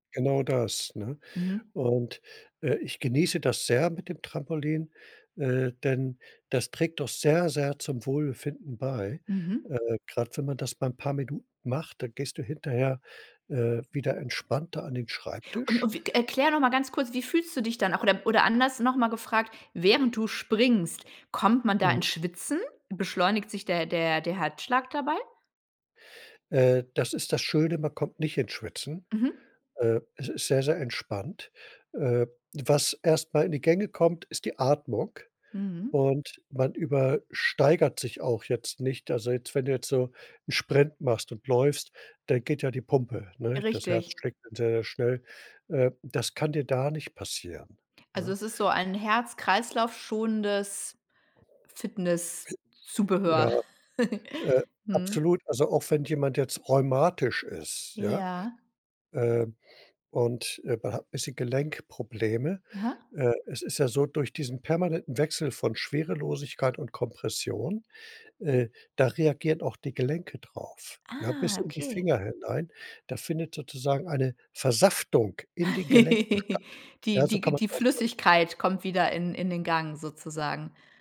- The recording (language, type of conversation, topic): German, podcast, Wie trainierst du, wenn du nur 20 Minuten Zeit hast?
- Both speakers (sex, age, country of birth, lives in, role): female, 45-49, Germany, Germany, host; male, 65-69, Germany, Germany, guest
- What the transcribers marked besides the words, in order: other noise; chuckle; laugh